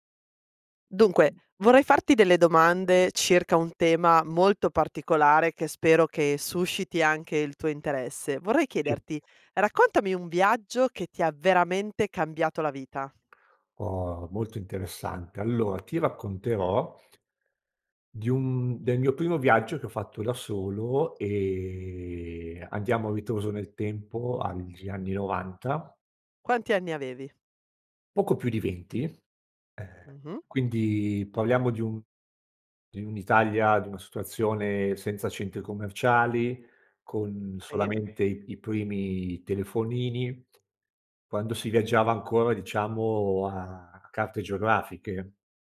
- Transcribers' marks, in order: other background noise; unintelligible speech
- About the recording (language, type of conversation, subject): Italian, podcast, Qual è un viaggio che ti ha cambiato la vita?